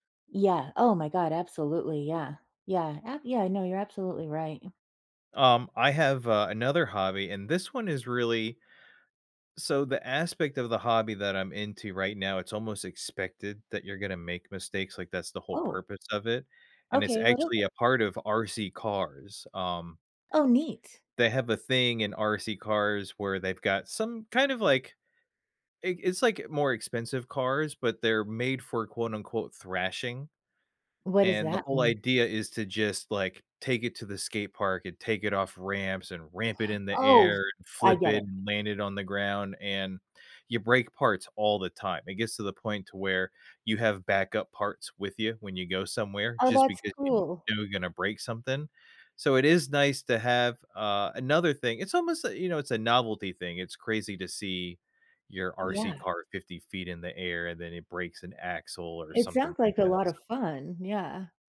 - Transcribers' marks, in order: none
- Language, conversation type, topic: English, unstructured, What keeps me laughing instead of quitting when a hobby goes wrong?
- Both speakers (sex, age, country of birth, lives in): female, 45-49, United States, United States; male, 35-39, United States, United States